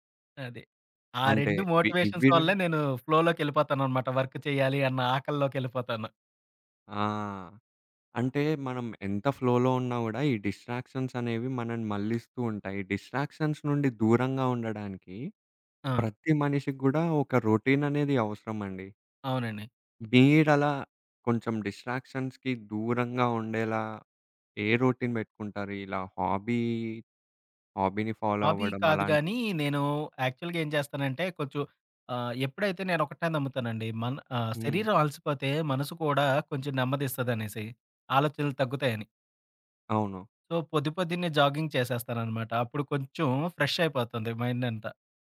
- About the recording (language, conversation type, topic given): Telugu, podcast, ఫ్లోలోకి మీరు సాధారణంగా ఎలా చేరుకుంటారు?
- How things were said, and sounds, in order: in English: "మోటివేషన్స్"; in English: "ఫ్లోలోకెళ్ళిపోతాననమాట. వర్క్"; in English: "ఫ్లోలో"; tapping; in English: "డిస్ట్రాక్షన్స్"; "మీరలా" said as "బీడలా"; other background noise; in English: "డిస్ట్రాక్షన్స్‌కి"; in English: "రోటీన్"; in English: "హాబీ, హాబీని ఫాలో"; in English: "యాక్చువల్‌గా"; in English: "సో"; in English: "జాగింగ్"; in English: "ఫ్రెష్"